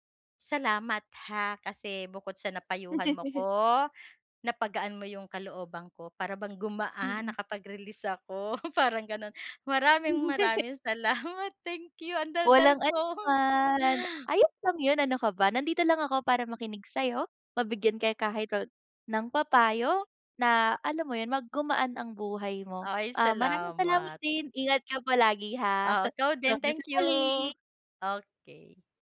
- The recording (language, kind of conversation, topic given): Filipino, advice, Paano ko sasabihin nang maayos na ayaw ko munang dumalo sa mga okasyong inaanyayahan ako dahil napapagod na ako?
- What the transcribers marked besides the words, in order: chuckle; laughing while speaking: "ako"; laughing while speaking: "Hindi"; laughing while speaking: "salamat"; laughing while speaking: "ko"; other background noise; chuckle